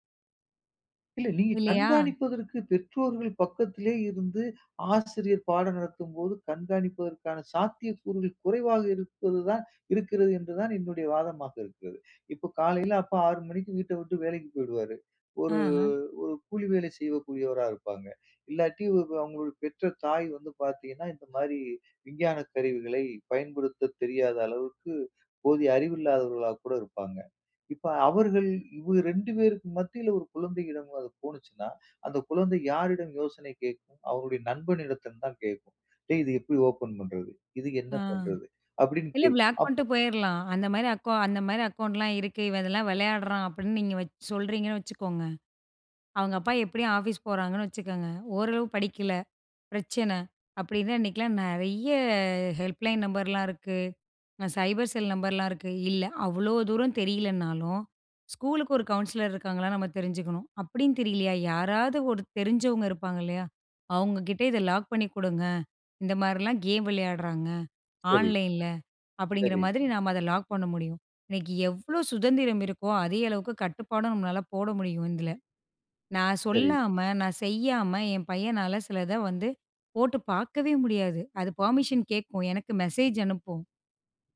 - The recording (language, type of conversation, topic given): Tamil, podcast, குழந்தைகள் ஆன்லைனில் இருக்கும் போது பெற்றோர் என்னென்ன விஷயங்களை கவனிக்க வேண்டும்?
- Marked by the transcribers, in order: other background noise; in English: "ப்ளாக்"; in English: "ஹெல்ப்லைன்"; in English: "சைபர் செல்"